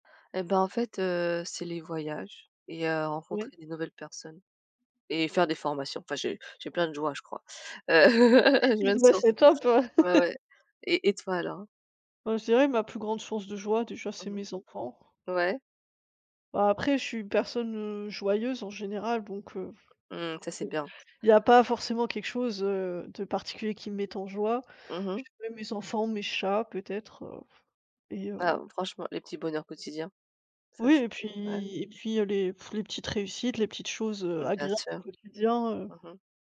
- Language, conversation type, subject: French, unstructured, Quelle est ta plus grande source de joie ?
- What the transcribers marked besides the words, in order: laughing while speaking: "Heu"; unintelligible speech; chuckle